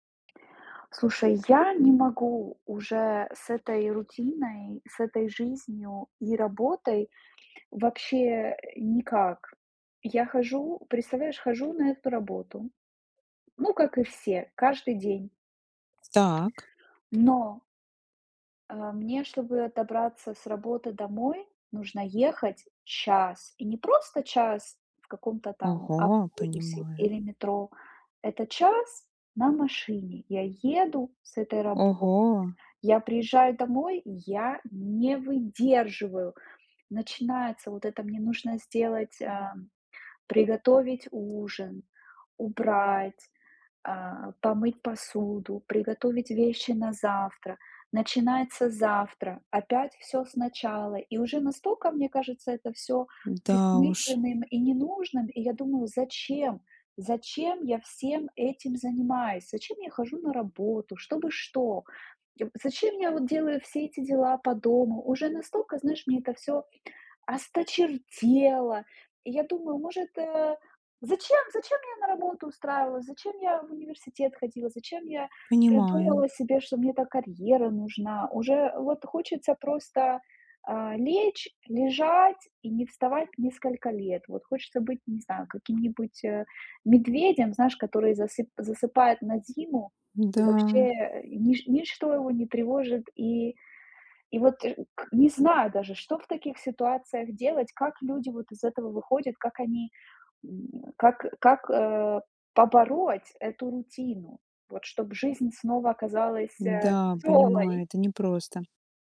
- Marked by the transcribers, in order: other background noise; tapping
- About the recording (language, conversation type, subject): Russian, advice, Почему повседневная рутина кажется вам бессмысленной и однообразной?
- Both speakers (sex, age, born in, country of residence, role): female, 25-29, Russia, United States, advisor; female, 30-34, Ukraine, United States, user